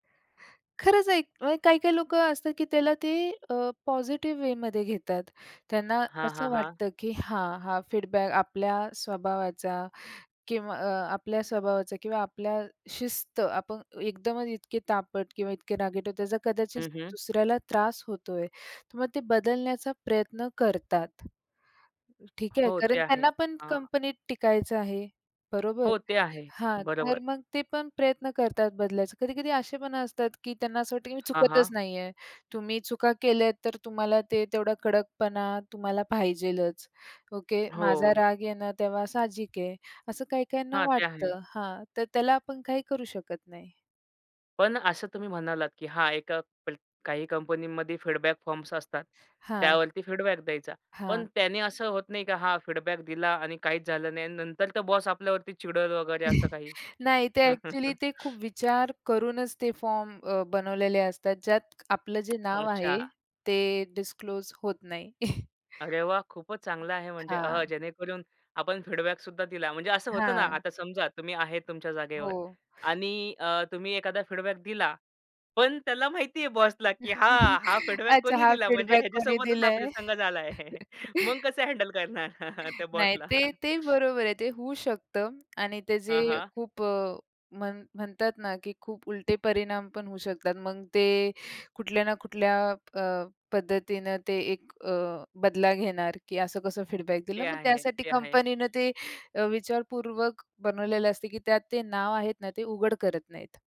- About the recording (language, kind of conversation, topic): Marathi, podcast, एक चांगला बॉस कसा असावा असे तुम्हाला वाटते?
- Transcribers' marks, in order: in English: "पॉझिटिव्ह वेमध्ये"; in English: "फीडबॅक"; in English: "फीडबॅक"; in English: "फीडबॅक"; chuckle; in English: "एक्चुअली"; chuckle; in English: "डिस्क्लोज"; chuckle; other background noise; in English: "फीडबॅकसुद्धा"; in English: "फीडबॅक"; laugh; laughing while speaking: "अच्छा, हा फीडबॅक कोणी दिलंय"; laughing while speaking: "हां, हा फीडबॅक कोणी दिला … करणार त्या बॉसला?"; in English: "फीडबॅक"; in English: "फीडबॅक"; chuckle; in English: "हँडल"; chuckle; in English: "फीडबॅक"